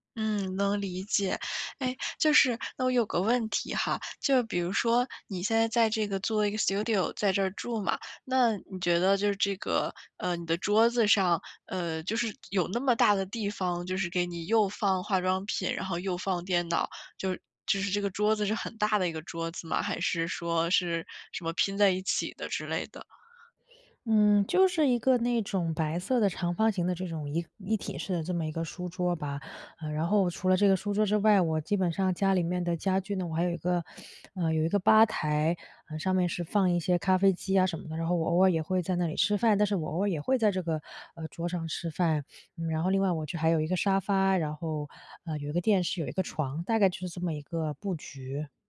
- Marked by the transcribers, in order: in English: "Studio"; sniff
- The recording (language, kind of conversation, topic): Chinese, advice, 我该如何减少空间里的杂乱来提高专注力？